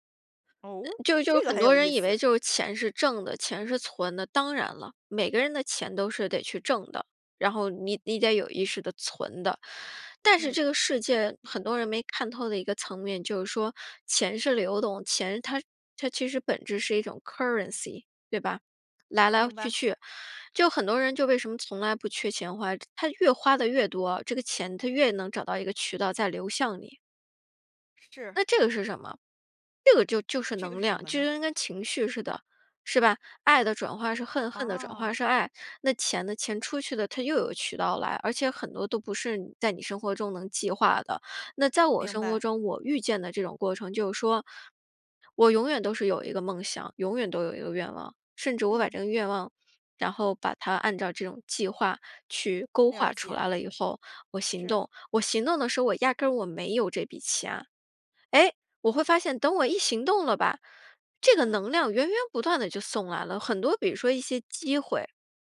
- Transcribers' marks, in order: in English: "currency"
- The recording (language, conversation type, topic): Chinese, podcast, 钱和时间，哪个对你更重要？